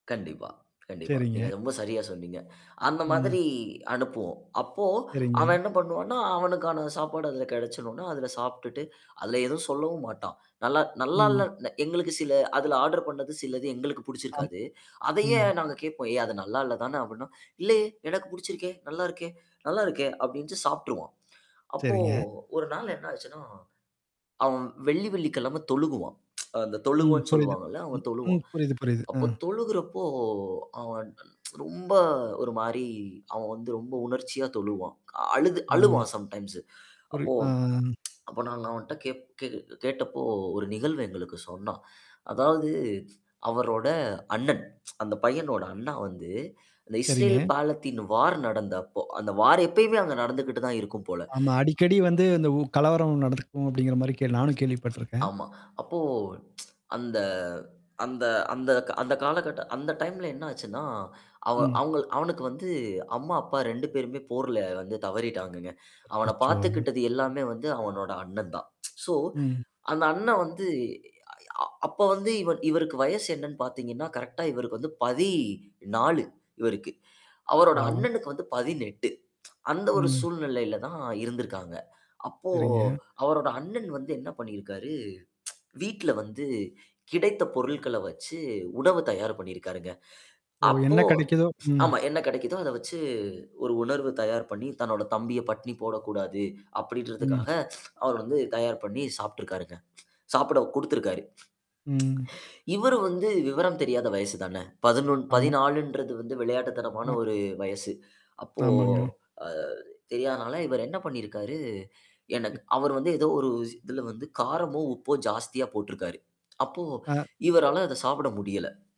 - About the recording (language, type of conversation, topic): Tamil, podcast, நெருக்கமான அனுபவங்களைப் பகிரும்போது நீங்கள் எவ்வளவு விவரங்களைப் பகிர்கிறீர்கள்?
- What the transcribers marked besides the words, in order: in English: "ஆர்டர்"; tsk; tsk; drawn out: "ஆ"; in English: "சம்டைம்ஸ்"; tsk; tsk; in English: "வார்"; in English: "வார்"; inhale; other background noise; static; lip smack; tsk; tsk; in English: "சோ"; drawn out: "பதினாலு"; tsk; tsk; tsk; "உணவு" said as "உணர்வு"; lip smack; tsk; lip smack